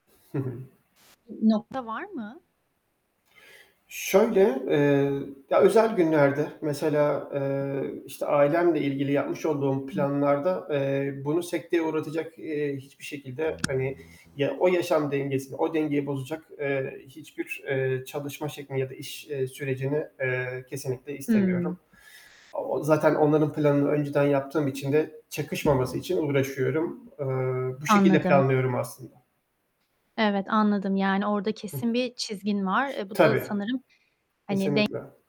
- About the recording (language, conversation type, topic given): Turkish, podcast, İş-yaşam dengesini nasıl kuruyorsun?
- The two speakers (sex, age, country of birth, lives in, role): female, 30-34, Turkey, Spain, host; male, 35-39, Turkey, Germany, guest
- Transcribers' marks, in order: static; distorted speech; tapping; other background noise; mechanical hum